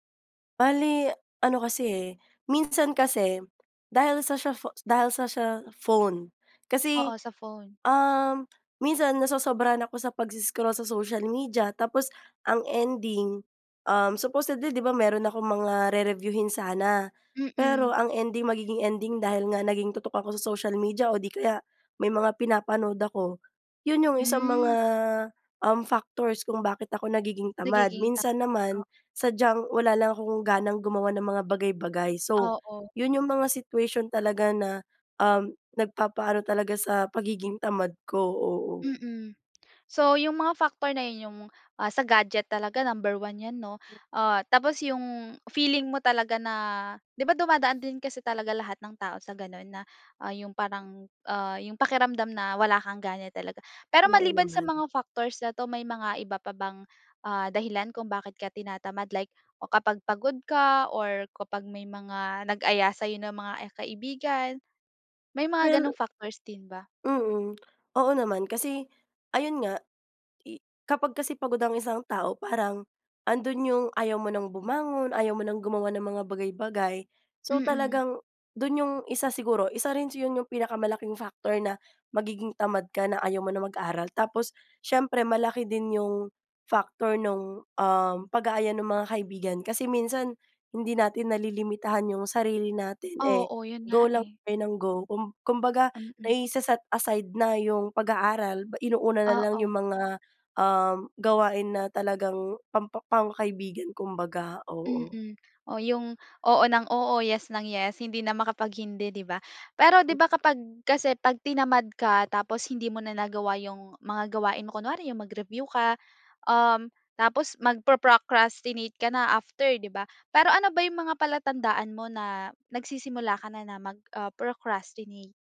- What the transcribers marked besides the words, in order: in English: "supposedly"; in English: "situation"
- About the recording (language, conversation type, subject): Filipino, podcast, Paano mo nilalabanan ang katamaran sa pag-aaral?
- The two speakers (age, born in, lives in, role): 18-19, Philippines, Philippines, guest; 20-24, Philippines, Philippines, host